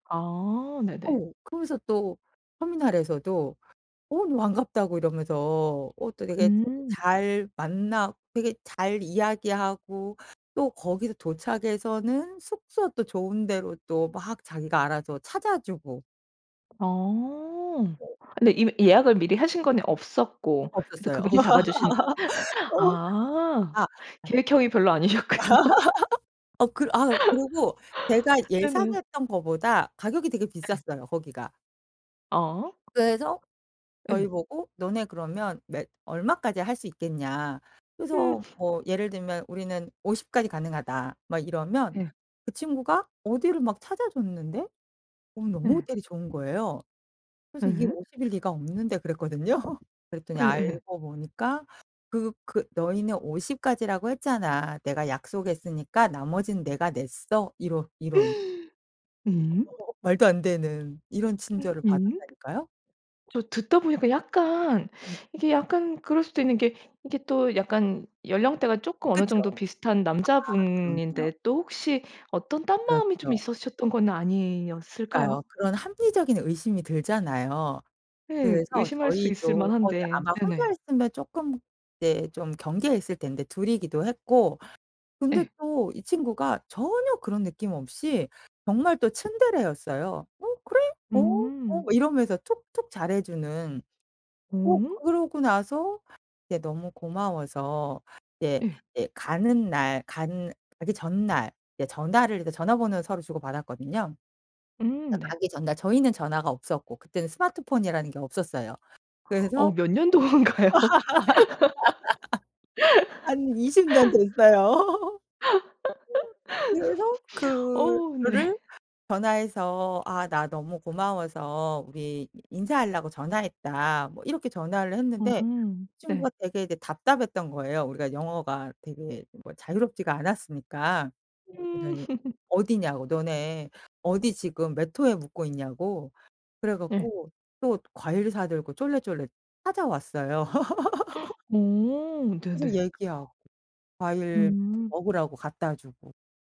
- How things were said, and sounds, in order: other background noise; laugh; laughing while speaking: "별로 아니셨군요"; laugh; tapping; laugh; sniff; gasp; unintelligible speech; unintelligible speech; laughing while speaking: "몇 년 동안 가요?"; laugh; laughing while speaking: "한 이십 년 됐어요"; laugh; other noise; laugh; laugh; gasp; laugh
- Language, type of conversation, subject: Korean, podcast, 뜻밖의 친절을 받은 적이 있으신가요?